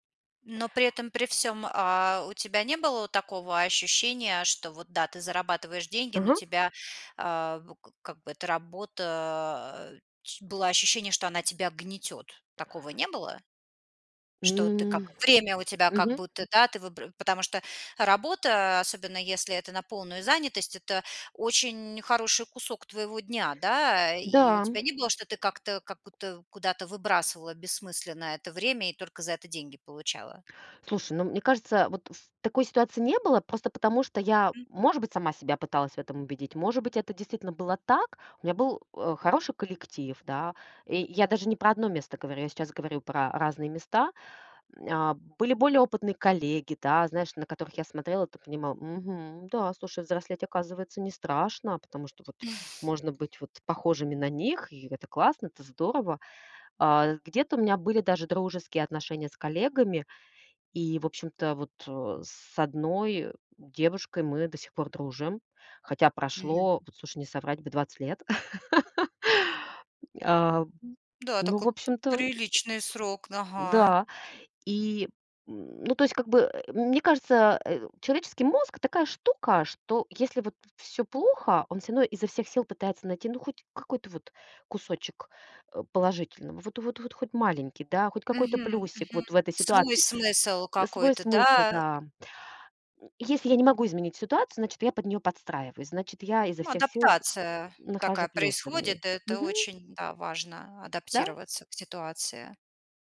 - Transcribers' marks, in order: tapping; chuckle; laugh; grunt
- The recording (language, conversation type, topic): Russian, podcast, Что для тебя важнее: деньги или смысл работы?